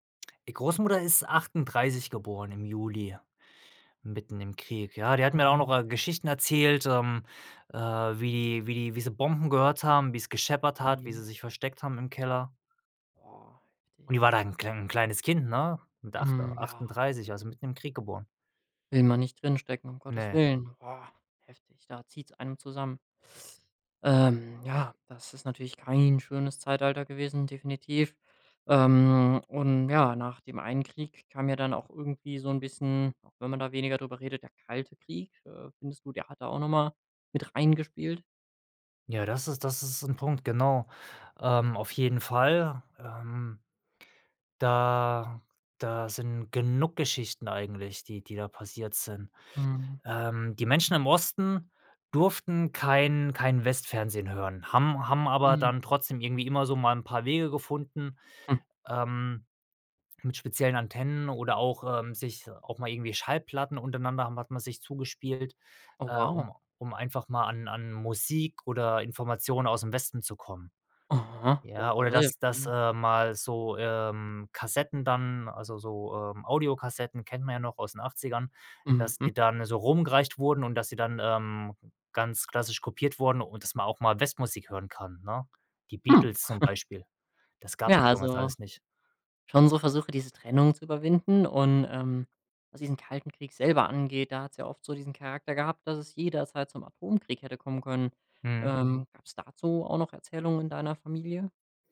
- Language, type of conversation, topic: German, podcast, Welche Geschichten über Krieg, Flucht oder Migration kennst du aus deiner Familie?
- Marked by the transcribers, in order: other background noise; drawn out: "kein"; chuckle